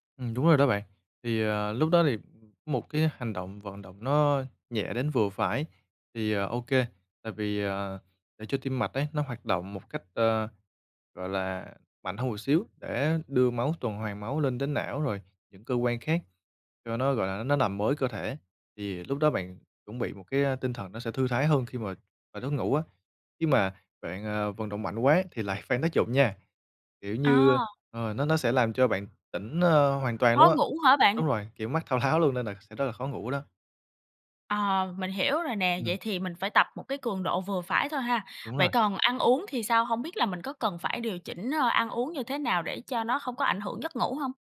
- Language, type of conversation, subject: Vietnamese, advice, Vì sao tôi vẫn mệt mỏi kéo dài dù ngủ đủ giấc và nghỉ ngơi cuối tuần mà không đỡ hơn?
- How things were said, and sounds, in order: tapping; other background noise; laughing while speaking: "thao tháo"